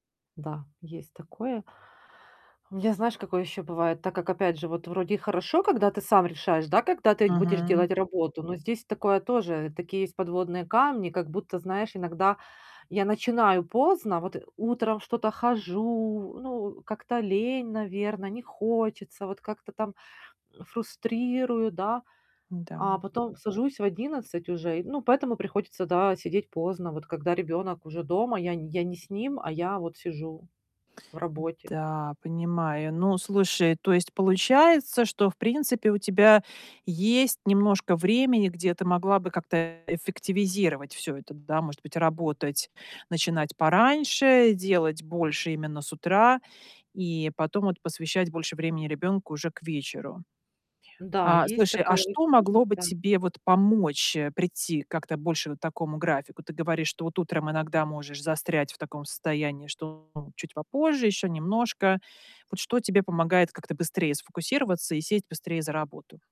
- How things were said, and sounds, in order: tapping; distorted speech
- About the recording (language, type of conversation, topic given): Russian, advice, Как вам удаётся находить время на семью и хобби?